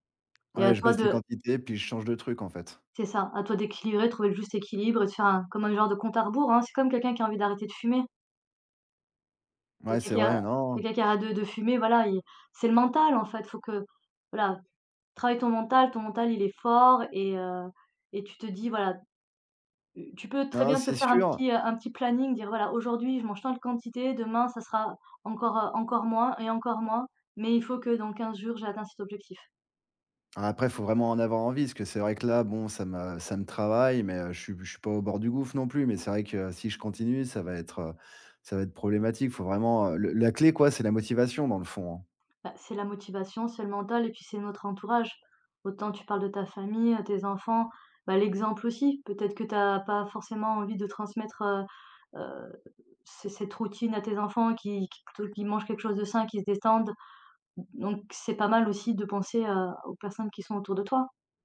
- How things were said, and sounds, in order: "détendent" said as "destendent"
- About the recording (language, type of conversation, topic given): French, advice, Comment puis-je remplacer le grignotage nocturne par une habitude plus saine ?